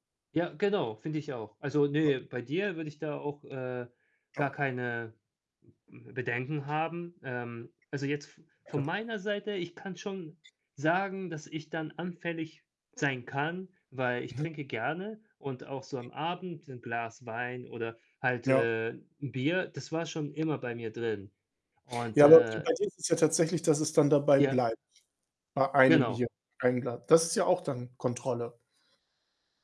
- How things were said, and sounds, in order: other background noise; unintelligible speech
- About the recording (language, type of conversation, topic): German, unstructured, Welche Trends zeichnen sich bei Weihnachtsgeschenken für Mitarbeiter ab?